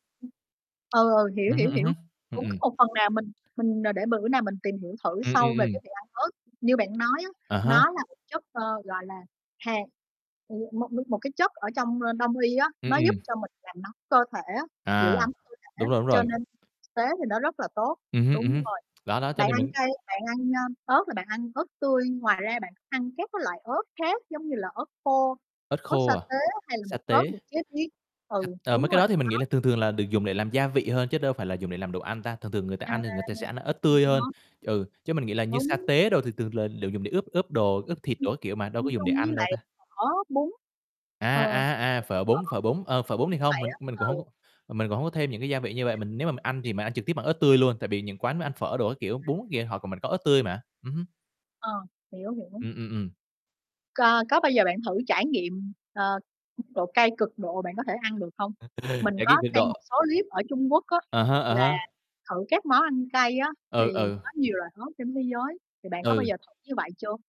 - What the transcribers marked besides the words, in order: tapping; static; distorted speech; unintelligible speech; other background noise; chuckle; unintelligible speech
- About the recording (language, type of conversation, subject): Vietnamese, unstructured, Bạn nghĩ sao về việc ăn đồ ăn quá cay?